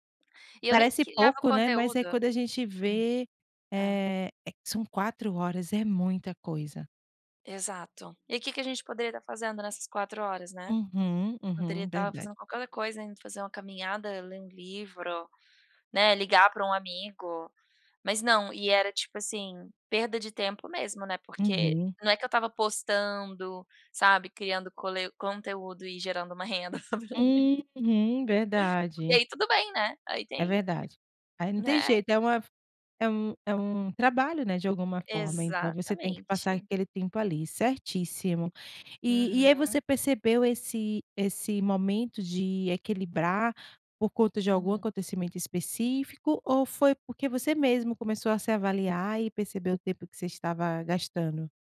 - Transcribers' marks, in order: laugh
- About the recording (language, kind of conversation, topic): Portuguese, podcast, Como você equilibra o tempo de tela com a vida offline?